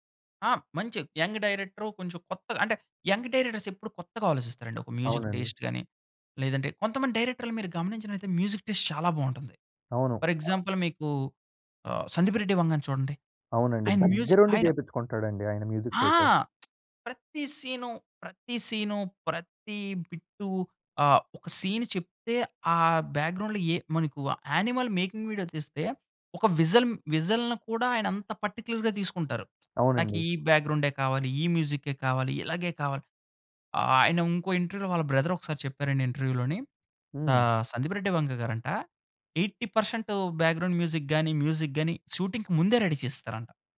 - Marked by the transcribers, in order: in English: "యంగ్"; in English: "యంగ్ డైరెక్టర్స్"; in English: "మ్యూజిక్ టేస్ట్"; in English: "మ్యూజిక్ టేస్ట్"; other background noise; in English: "ఫర్ ఎక్సాంపుల్"; in English: "మ్యూజిక్"; in English: "మ్యూజిక్"; in English: "సీన్"; in English: "బ్యాక్‌గ్రౌండ్‌లో"; in English: "యానిమల్ మేకింగ్ వీడియో"; in English: "విజల్ విజల్‌ని"; in English: "పర్టిక్యులర్‌గా"; in English: "ఇంటర్వ్యూలో"; in English: "బ్రదర్"; in English: "ఇంటర్వ్యూలోని"; in English: "పర్సెంట్ బ్యాక్‌గ్రౌండ్ మ్యూజిక్"; in English: "మ్యూజిక్"; in English: "షూటింగ్‌కి"; in English: "రెడీ"
- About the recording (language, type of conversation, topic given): Telugu, podcast, ఒక సినిమాకు సంగీతం ఎంత ముఖ్యమని మీరు భావిస్తారు?